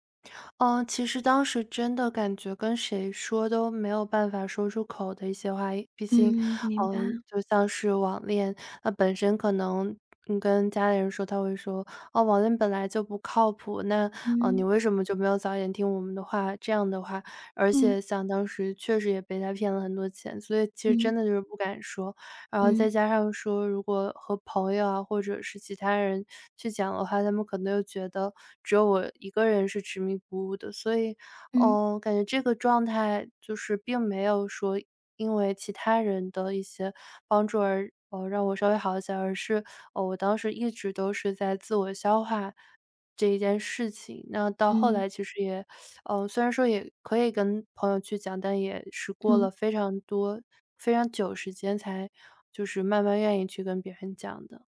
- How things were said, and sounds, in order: teeth sucking; other background noise
- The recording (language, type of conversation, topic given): Chinese, advice, 你经常半夜醒来后很难再睡着吗？